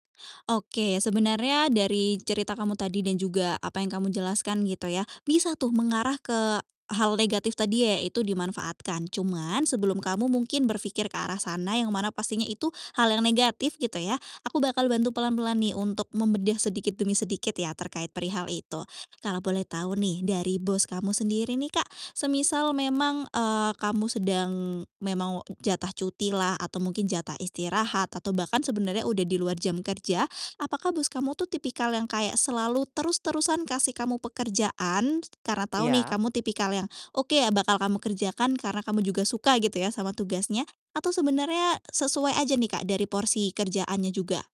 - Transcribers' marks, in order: distorted speech; "memang" said as "memawok"
- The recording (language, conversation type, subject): Indonesian, advice, Mengapa saya merasa bersalah saat beristirahat dan bersantai?